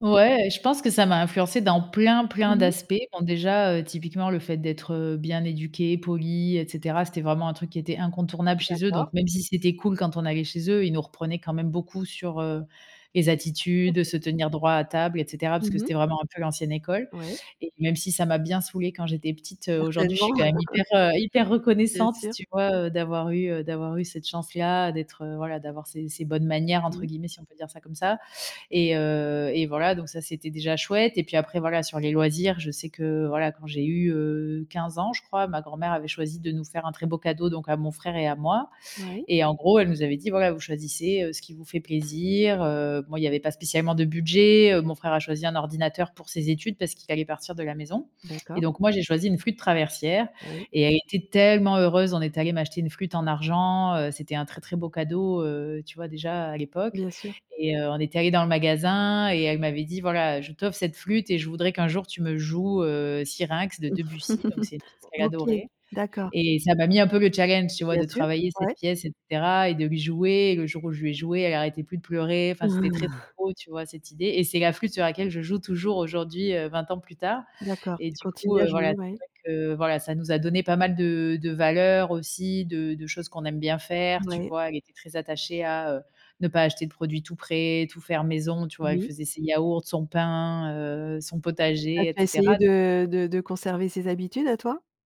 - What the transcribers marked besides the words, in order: stressed: "Ouais"; tapping; chuckle; stressed: "tellement"; chuckle; other background noise; chuckle
- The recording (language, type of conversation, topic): French, podcast, Quelle place tenaient les grands-parents dans ton quotidien ?